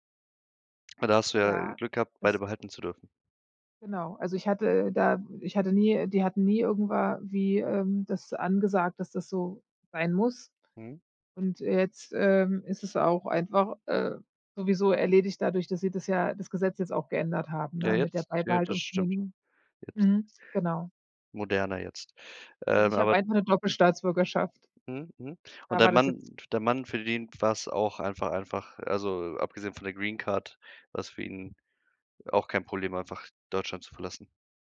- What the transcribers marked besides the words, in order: none
- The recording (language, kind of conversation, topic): German, podcast, Wie triffst du Entscheidungen bei großen Lebensumbrüchen wie einem Umzug?